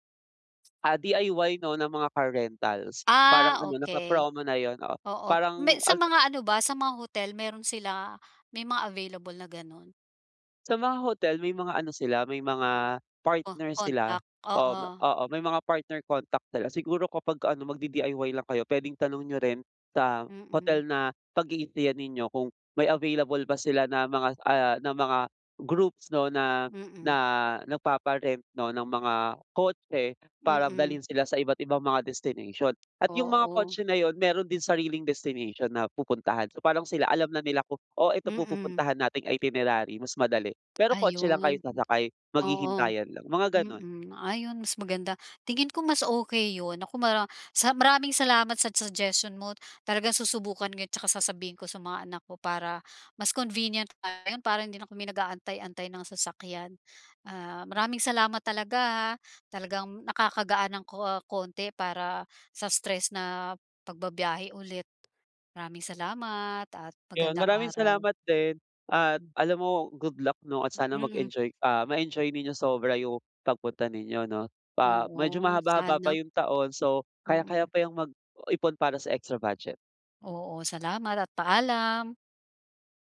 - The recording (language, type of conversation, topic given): Filipino, advice, Paano ako mas mag-eenjoy sa bakasyon kahit limitado ang badyet ko?
- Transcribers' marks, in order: tapping; other background noise